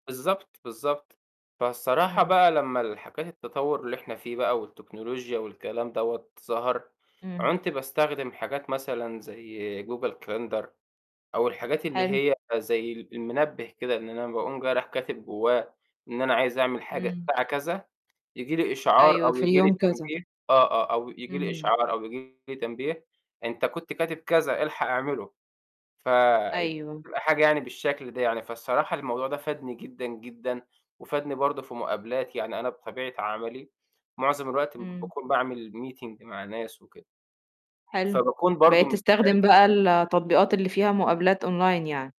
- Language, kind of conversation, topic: Arabic, podcast, إزاي بتستخدم التكنولوجيا عشان تزود إنتاجيتك؟
- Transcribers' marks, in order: distorted speech; in English: "meeting"; tapping; in English: "online"